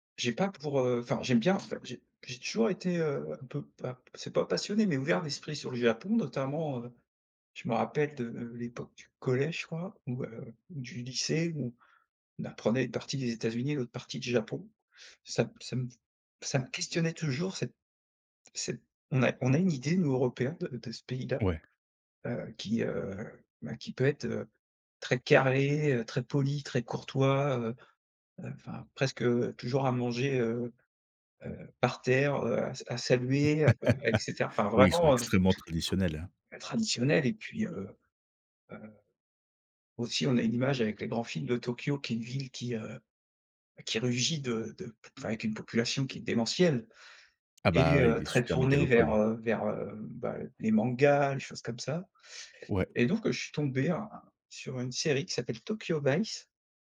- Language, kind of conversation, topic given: French, podcast, Quel film t’a ouvert les yeux sur une autre culture ?
- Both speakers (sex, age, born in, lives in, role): male, 30-34, France, France, host; male, 35-39, France, France, guest
- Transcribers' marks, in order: tapping; laugh; unintelligible speech